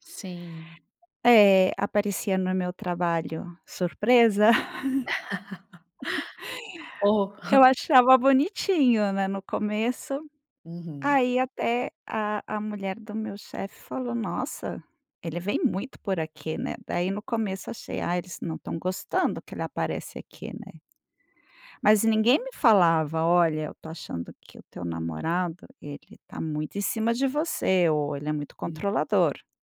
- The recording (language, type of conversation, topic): Portuguese, advice, Como você está lidando com o fim de um relacionamento de longo prazo?
- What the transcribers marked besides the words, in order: laugh; laughing while speaking: "O"